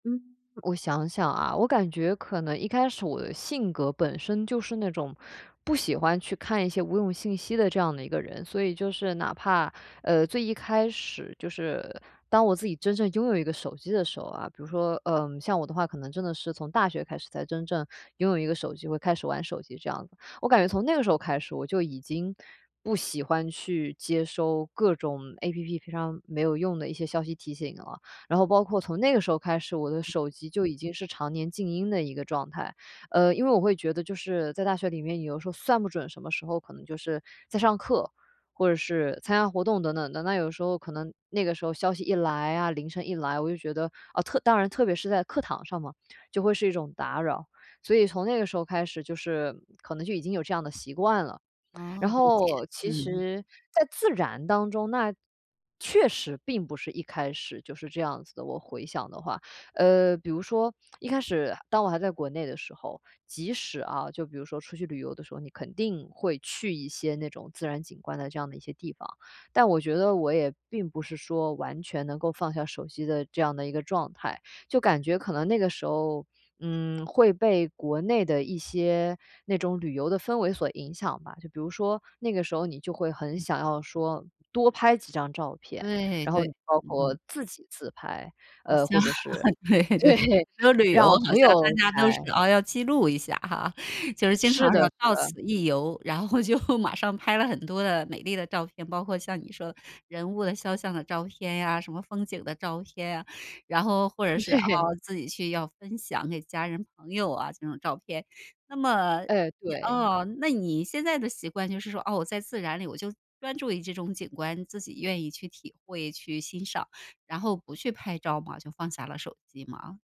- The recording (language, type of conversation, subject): Chinese, podcast, 在大自然里，你会主动放下手机吗？
- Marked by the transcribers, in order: other background noise; tapping; laughing while speaking: "像 对 对"; laughing while speaking: "对"; laughing while speaking: "就"; laughing while speaking: "对"